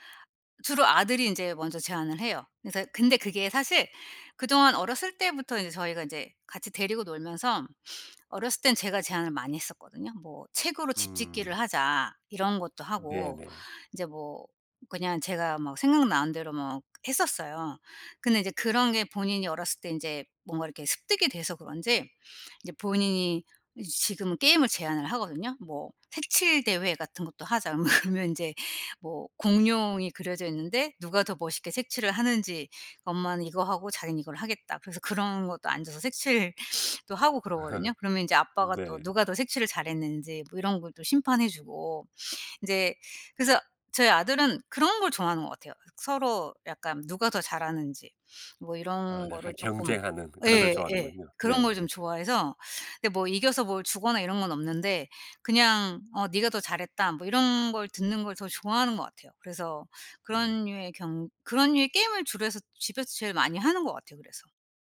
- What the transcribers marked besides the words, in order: laughing while speaking: "뭐 그러면"; sniff; laugh; other background noise
- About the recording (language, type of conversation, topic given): Korean, podcast, 집에서 간단히 할 수 있는 놀이가 뭐가 있을까요?